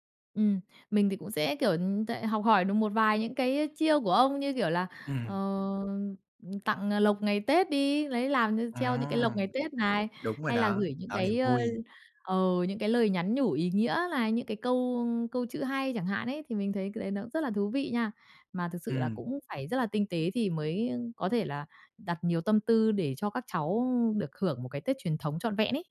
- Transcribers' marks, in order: other background noise; tapping
- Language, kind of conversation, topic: Vietnamese, podcast, Bạn có thể kể về một truyền thống gia đình mà đến nay vẫn được duy trì không?